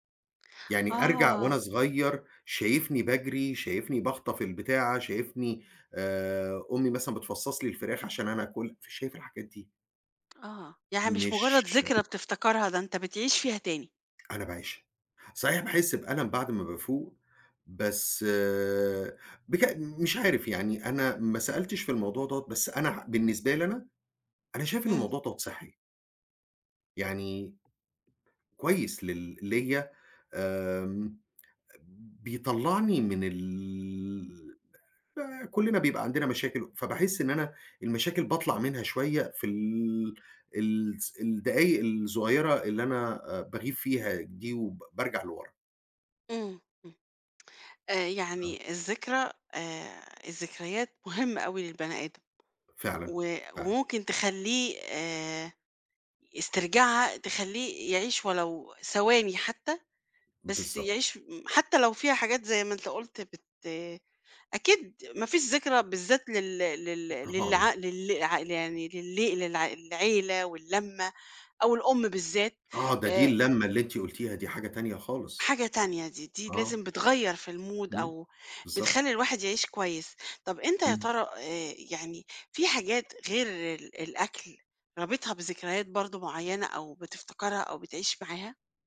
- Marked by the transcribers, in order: other background noise; tapping; unintelligible speech; in English: "الmood"
- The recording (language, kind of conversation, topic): Arabic, podcast, إيه الأكلة التقليدية اللي بتفكّرك بذكرياتك؟